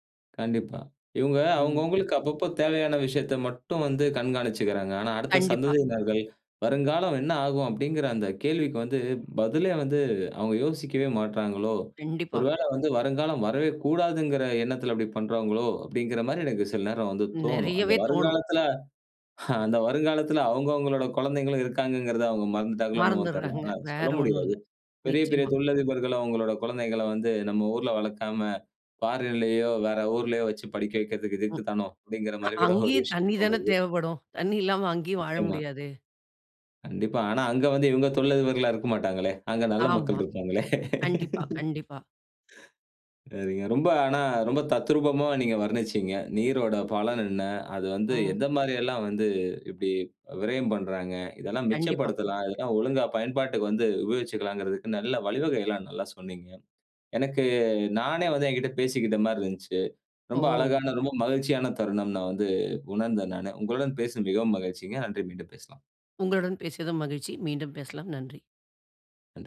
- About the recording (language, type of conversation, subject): Tamil, podcast, நாம் எல்லோரும் நீரை எப்படி மிச்சப்படுத்தலாம்?
- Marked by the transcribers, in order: other background noise; chuckle; laugh